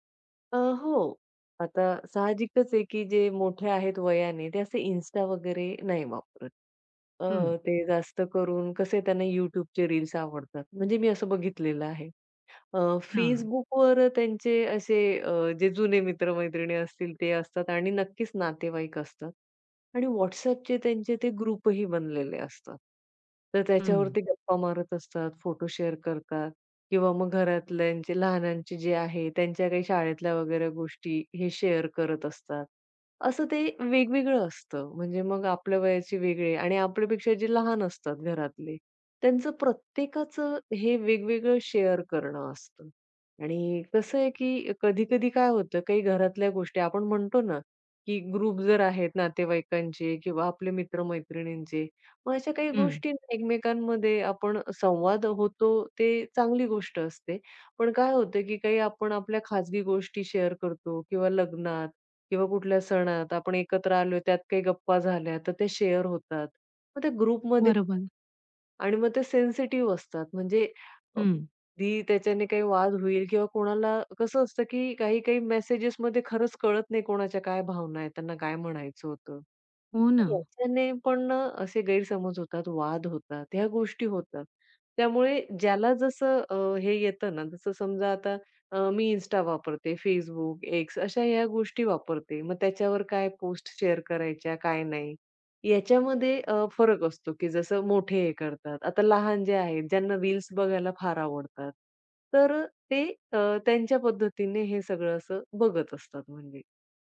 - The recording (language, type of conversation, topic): Marathi, podcast, सोशल मीडियामुळे मैत्री आणि कौटुंबिक नात्यांवर तुम्हाला कोणते परिणाम दिसून आले आहेत?
- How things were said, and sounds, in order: other background noise; tapping; in English: "ग्रुपही"; in English: "शेअर"; in English: "शेअर"; in English: "शेअर"; in English: "ग्रुपही"; in English: "शेअर"; in English: "शेअर"; in English: "ग्रुपमध्ये"; in English: "शेअर"